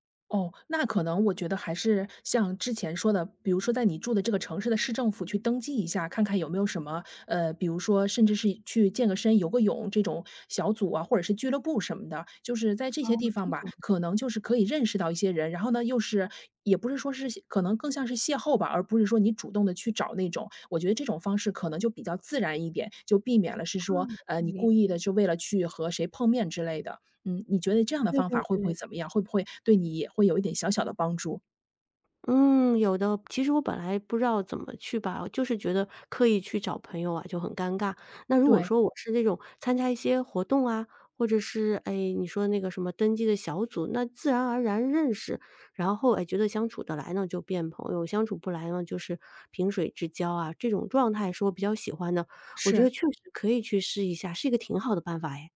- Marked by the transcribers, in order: none
- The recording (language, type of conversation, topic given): Chinese, advice, 我在重建社交圈时遇到困难，不知道该如何结交新朋友？